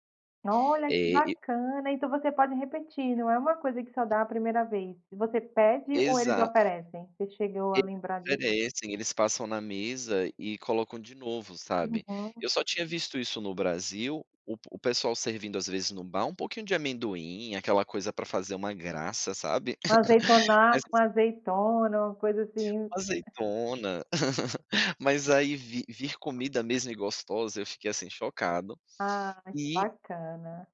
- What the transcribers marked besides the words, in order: tapping; other noise; unintelligible speech; laugh; other background noise; laugh
- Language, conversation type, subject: Portuguese, podcast, Que papel a comida tem na transmissão de valores?